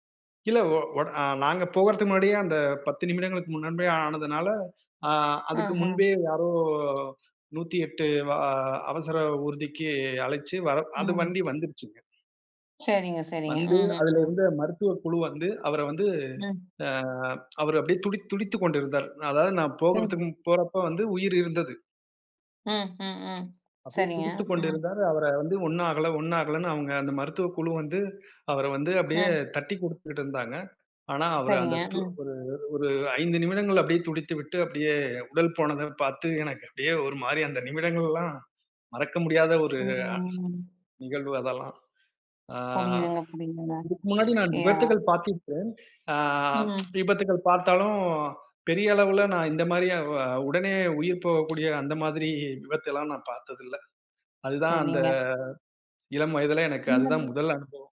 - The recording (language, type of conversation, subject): Tamil, podcast, அவசரமாக மருத்துவசிகிச்சை தேவைப்பட்ட ஒரு அனுபவத்தை விவரிக்க முடியுமா?
- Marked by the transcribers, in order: "முன்பே" said as "முன்னன்பே"; sad: "அவரு அந்த து அவரு ஒரு … அ, நிகழ்வு அதெல்லாம்"; drawn out: "ம்"; drawn out: "ஆ"; tsk; tapping; drawn out: "சரிங்க"; unintelligible speech